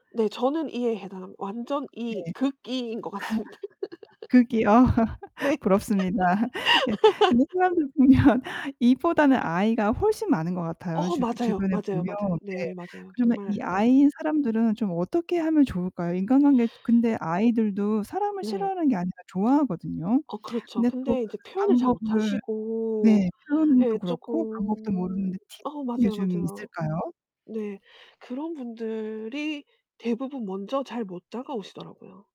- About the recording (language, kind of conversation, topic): Korean, podcast, 건강한 인간관계를 오래 유지하려면 무엇이 가장 중요할까요?
- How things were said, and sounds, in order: distorted speech; laugh; laughing while speaking: "같습니다. 네"; laughing while speaking: "보면"; laugh; other background noise